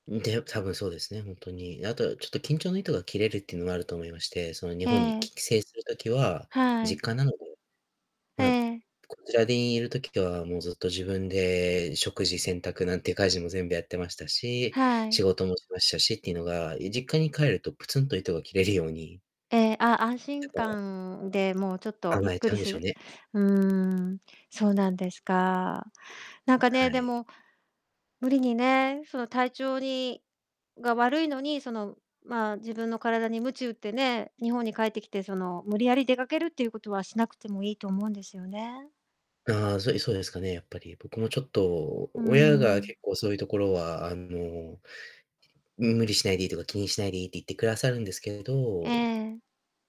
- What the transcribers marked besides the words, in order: distorted speech; other background noise; unintelligible speech
- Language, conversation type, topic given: Japanese, advice, 引っ越してから日常のリズムが崩れて落ち着かないのですが、どうすれば整えられますか？